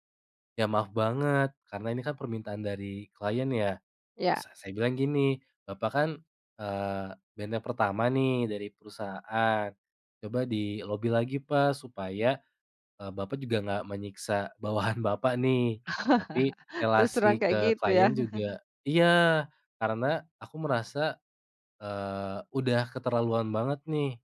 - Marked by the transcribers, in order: chuckle; laughing while speaking: "bawahan"; chuckle
- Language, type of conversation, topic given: Indonesian, podcast, Bagaimana kamu mengatur batasan kerja lewat pesan di luar jam kerja?